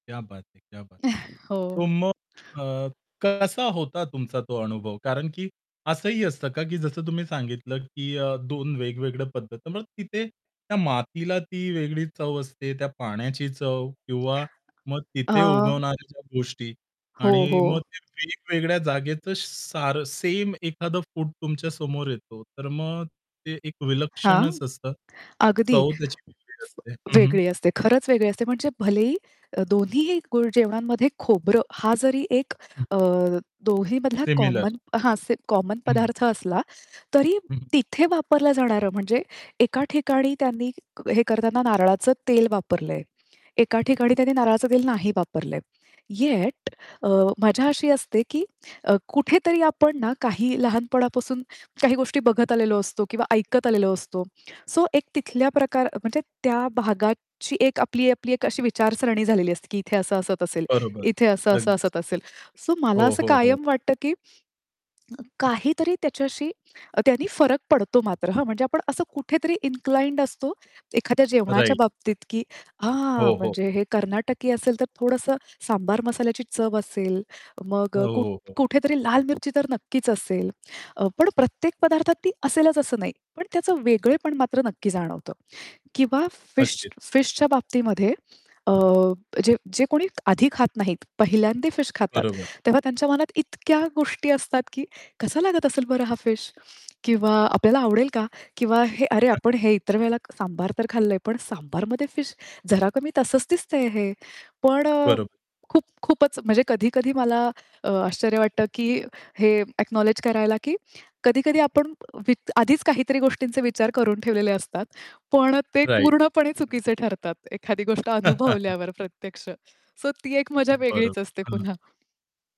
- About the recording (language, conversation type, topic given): Marathi, podcast, वेगवेगळ्या संस्कृतींच्या अन्नाचा संगम झाल्यावर मिळणारा अनुभव कसा असतो?
- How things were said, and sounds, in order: in Hindi: "क्या बात है! क्या बात है!"; static; chuckle; distorted speech; in English: "सो"; tapping; other background noise; other noise; in English: "कॉमन"; in English: "कॉमन"; in English: "येट"; in English: "सो"; in English: "सो"; in English: "इन्क्लाइंड"; in English: "राइट"; "पाहिल्यांदा" said as "पहिल्यांदी"; chuckle; in English: "अ‍ॅकनॉलेज"; in English: "राइट"; unintelligible speech; chuckle; in English: "सो"